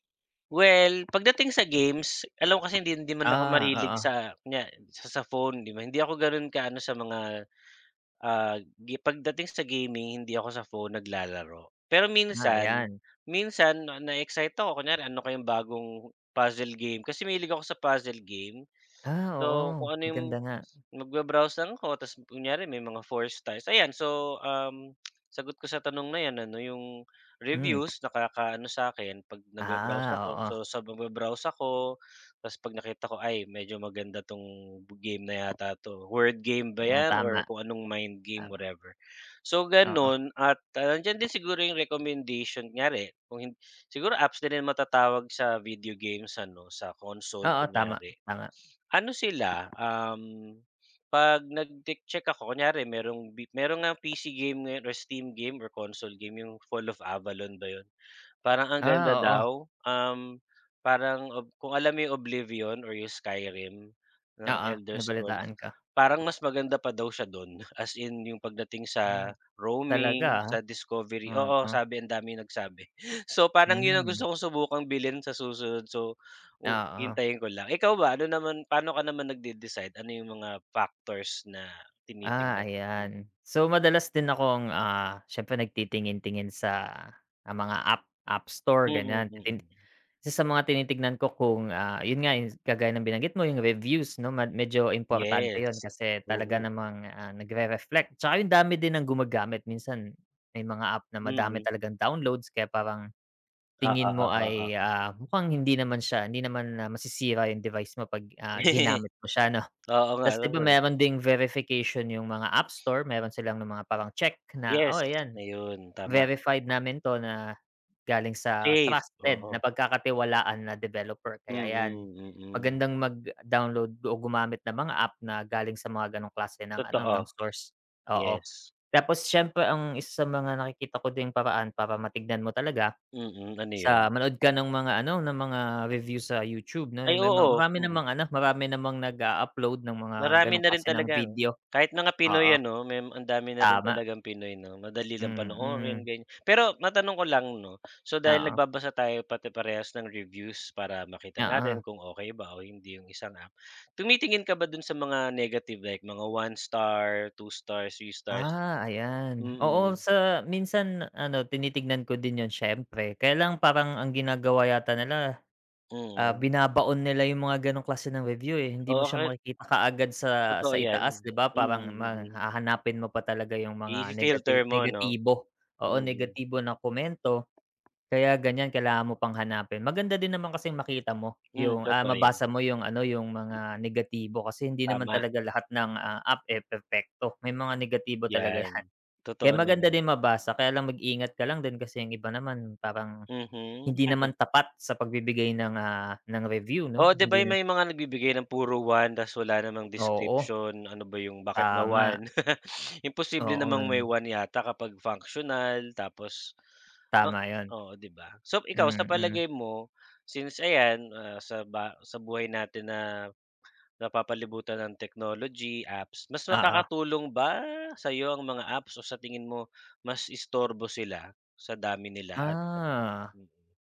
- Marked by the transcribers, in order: tapping; "mahilig" said as "marilig"; chuckle; other background noise; laughing while speaking: "'yan"; chuckle; laugh; drawn out: "Ah"
- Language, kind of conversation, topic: Filipino, unstructured, Paano mo ginagamit ang teknolohiya sa araw-araw mong buhay, at ano ang palagay mo sa mga bagong aplikasyon na lumalabas buwan-buwan?